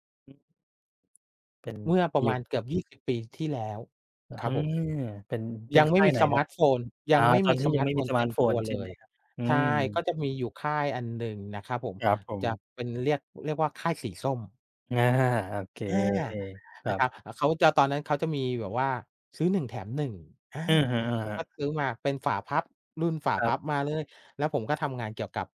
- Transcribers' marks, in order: tapping
- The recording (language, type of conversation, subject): Thai, unstructured, เทคโนโลยีเปลี่ยนวิธีที่เราใช้ชีวิตอย่างไรบ้าง?